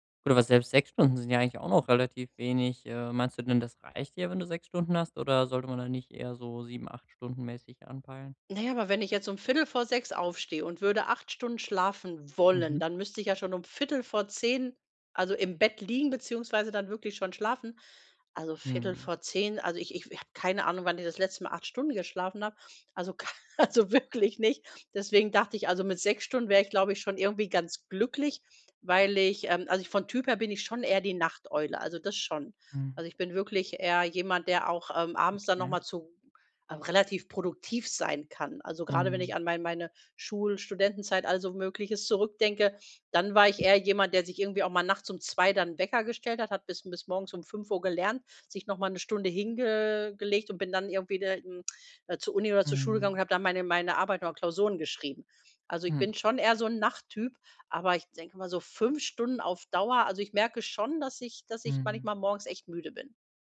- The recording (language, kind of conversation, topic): German, advice, Wie kann ich mir täglich feste Schlaf- und Aufstehzeiten angewöhnen?
- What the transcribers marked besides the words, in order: stressed: "wollen"; laughing while speaking: "k also wirklich"; other background noise; drawn out: "hinge"; unintelligible speech